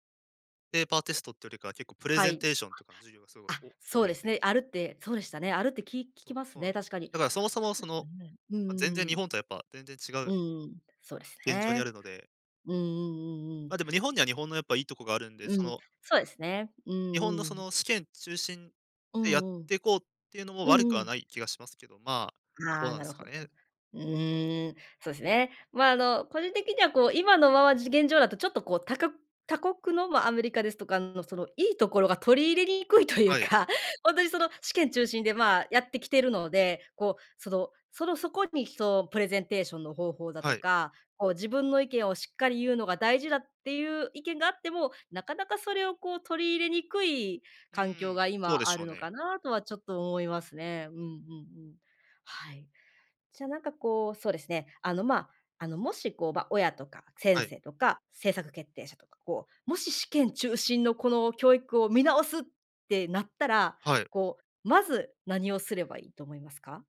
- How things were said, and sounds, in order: other background noise; laughing while speaking: "と言うか"
- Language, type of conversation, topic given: Japanese, podcast, 試験中心の評価は本当に正しいと言えるのでしょうか？